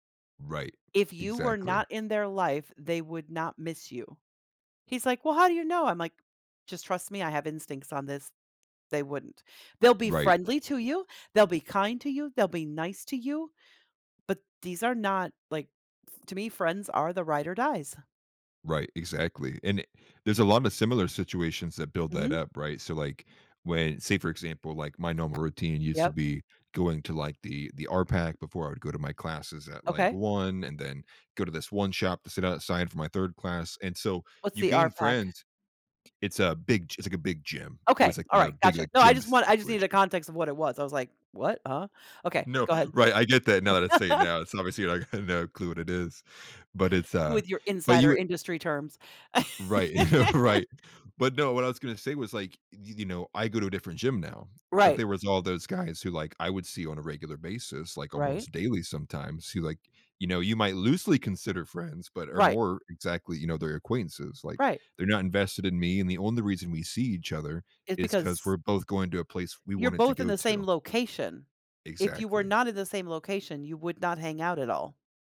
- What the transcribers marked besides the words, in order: other background noise; laugh; laughing while speaking: "no"; laughing while speaking: "Right"; laugh; background speech
- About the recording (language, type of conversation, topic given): English, unstructured, What helps you stay connected with friends when life gets hectic?